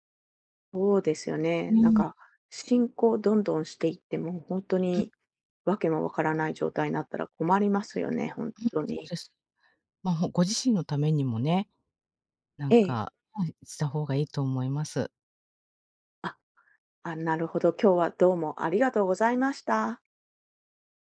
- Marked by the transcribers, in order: none
- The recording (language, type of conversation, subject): Japanese, advice, 家族とのコミュニケーションを改善するにはどうすればよいですか？